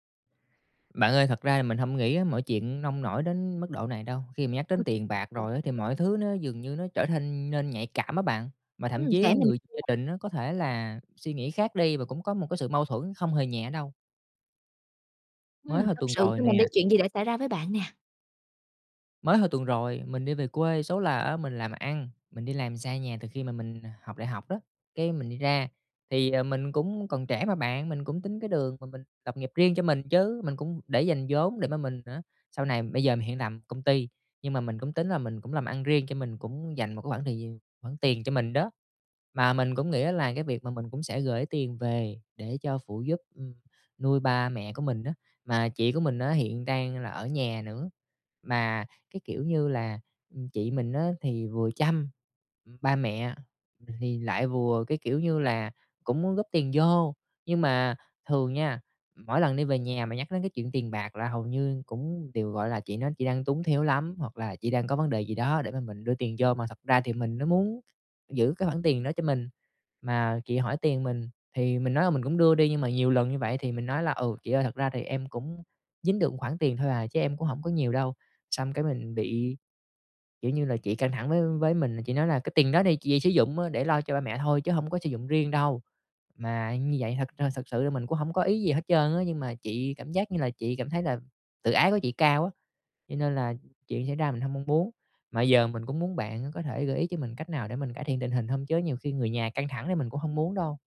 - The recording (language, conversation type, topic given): Vietnamese, advice, Làm sao để nói chuyện khi xảy ra xung đột về tiền bạc trong gia đình?
- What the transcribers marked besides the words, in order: unintelligible speech; tapping; unintelligible speech; other noise